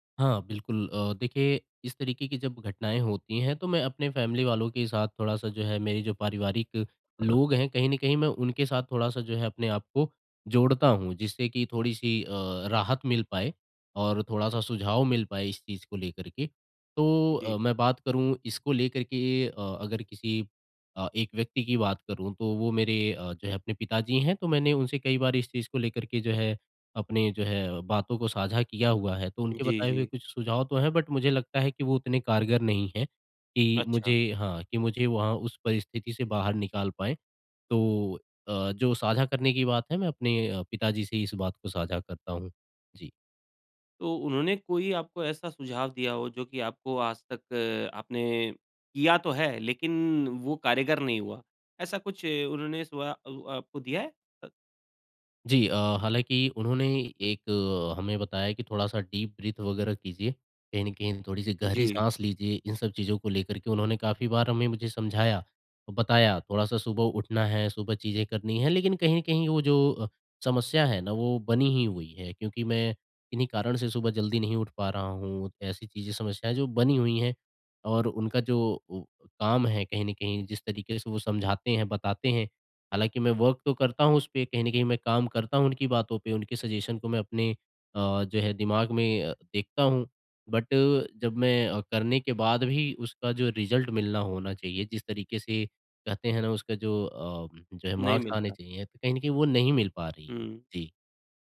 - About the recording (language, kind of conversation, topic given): Hindi, advice, ऊर्जा प्रबंधन और सीमाएँ स्थापित करना
- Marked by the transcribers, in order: in English: "फ़ैमिली"; other background noise; in English: "बट"; in English: "डीप ब्रीथ"; in English: "वर्क"; in English: "सजेशन"; in English: "बट"; in English: "रिज़ल्ट"; in English: "मार्क्स"